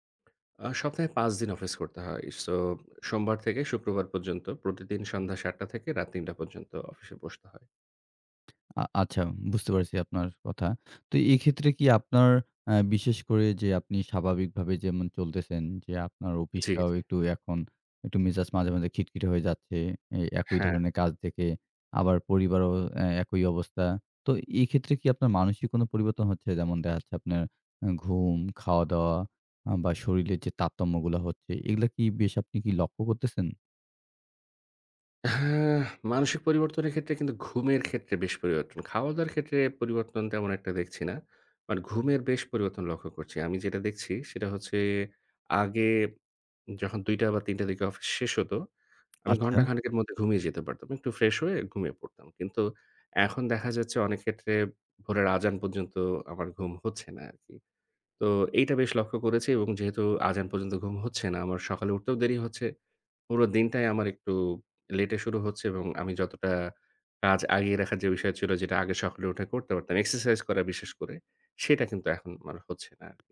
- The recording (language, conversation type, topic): Bengali, advice, নিয়মিত ক্লান্তি ও বার্নআউট কেন অনুভব করছি এবং কীভাবে সামলাতে পারি?
- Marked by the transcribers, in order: other background noise; "শরীরের" said as "শরীলের"; drawn out: "হ্যাঁ"; tapping; in English: "এক্সারসাইজ"